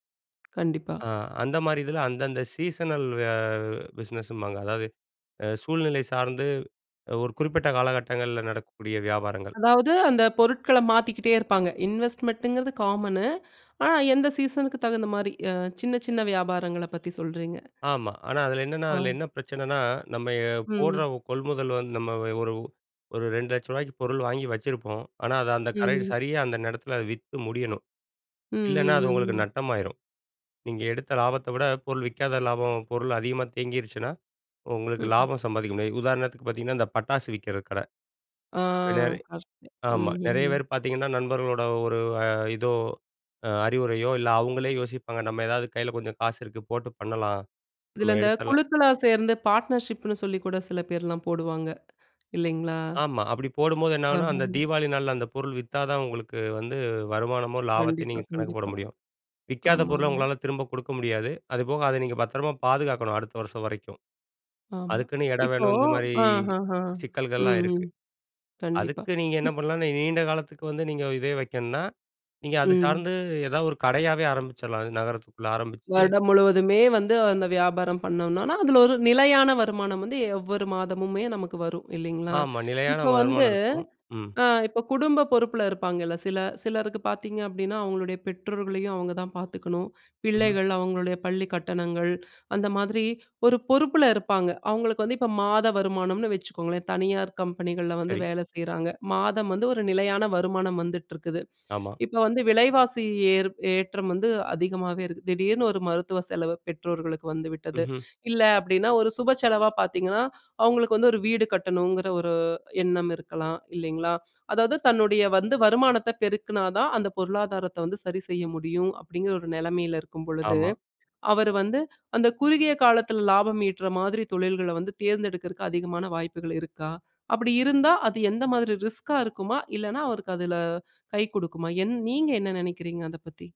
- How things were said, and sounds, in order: in English: "சீசனல்"; drawn out: "அ"; in English: "இன்வெஸ்ட்மெட்ங்குறது காமனு"; "இன்வெஸ்ட்மென்ட்ங்குறத" said as "இன்வெஸ்ட்மெட்ங்குறது"; inhale; "போடுற" said as "போட்ற"; drawn out: "ஆ"; inhale; other noise; inhale; inhale; unintelligible speech; inhale; inhale; inhale; inhale; inhale; in English: "ரிஸ்க்கா"; inhale
- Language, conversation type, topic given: Tamil, podcast, பணம் சம்பாதிப்பதில் குறுகிய கால இலாபத்தையும் நீண்டகால நிலையான வருமானத்தையும் நீங்கள் எப்படி தேர்வு செய்கிறீர்கள்?